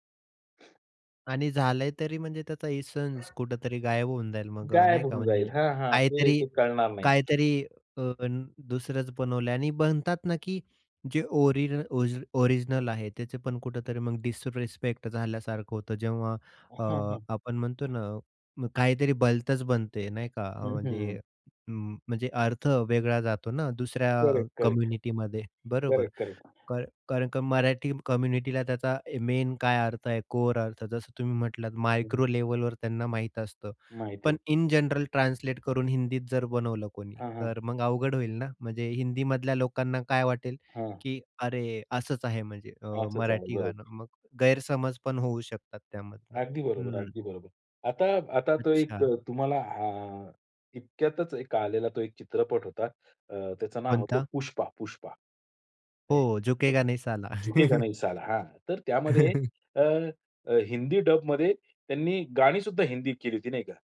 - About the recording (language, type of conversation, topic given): Marathi, podcast, भाषेचा तुमच्या संगीताच्या आवडीवर काय परिणाम होतो?
- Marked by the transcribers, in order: other background noise; in English: "कम्युनिटीमध्ये"; tapping; in English: "कम्युनिटीला"; other noise; in English: "मेन"; in English: "इन जनरल ट्रान्सलेट"; in Hindi: "झुकेगा नही साला"; in Hindi: "झुकेगा नहीं साला"; chuckle